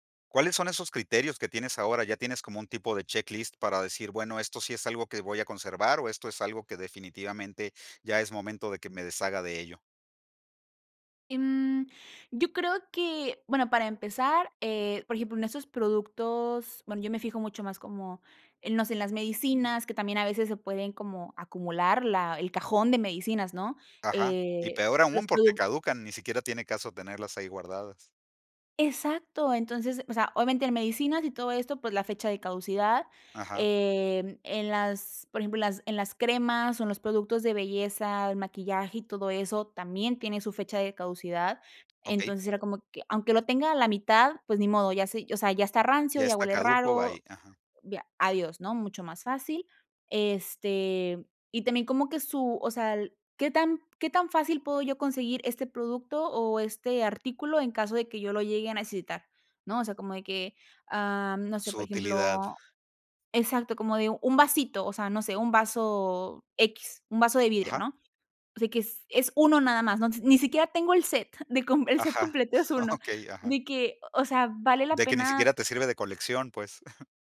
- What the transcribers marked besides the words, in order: laughing while speaking: "okey"; chuckle
- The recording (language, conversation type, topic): Spanish, podcast, ¿Cómo haces para no acumular objetos innecesarios?